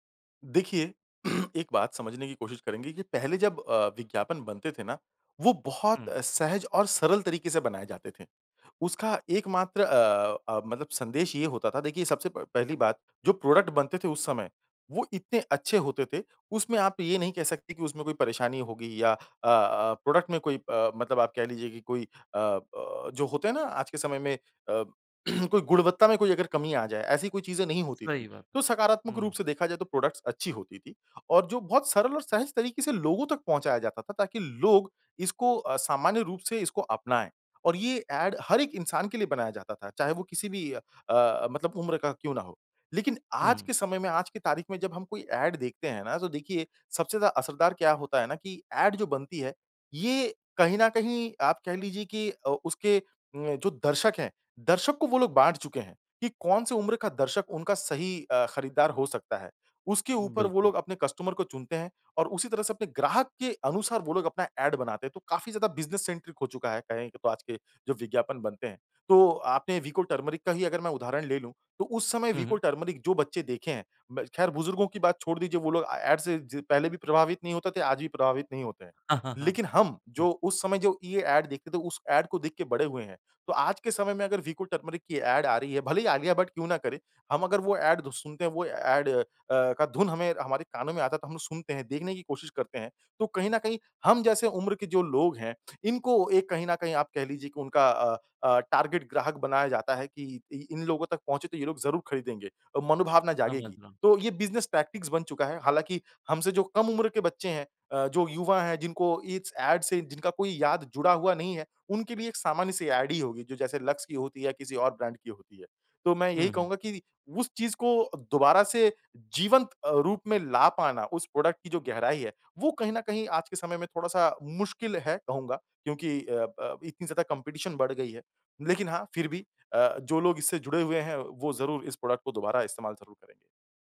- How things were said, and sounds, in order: throat clearing; in English: "प्रोडक्ट"; in English: "प्रोडक्ट"; throat clearing; in English: "प्रोडक्टस"; in English: "ऐड"; in English: "ऐड"; in English: "ऐड"; in English: "कस्टमर"; in English: "ऐड"; in English: "बिज़नेस सेंट्रिक"; in English: "ए ऐड"; in English: "ऐड"; in English: "ऐड"; in English: "ऐड"; in English: "ऐड"; in English: "ऐड"; tapping; in English: "टारगेट"; in English: "बिज़नेस टैक्टिस"; in English: "ऐड"; in English: "ऐड"; in English: "ब्रांड"; in English: "प्रोडक्ट"; in English: "कॉम्पिटिशन"; in English: "प्रोडक्ट"
- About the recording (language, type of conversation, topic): Hindi, podcast, किस पुराने विज्ञापन का जिंगल अब भी तुम्हारे दिमाग में घूमता है?